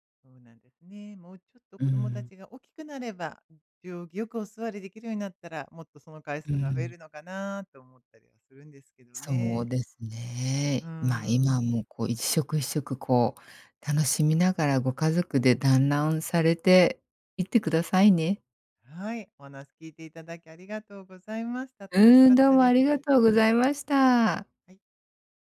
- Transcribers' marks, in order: other background noise
- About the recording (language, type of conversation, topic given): Japanese, advice, 家族の好みが違って食事作りがストレスになっているとき、どうすれば負担を減らせますか？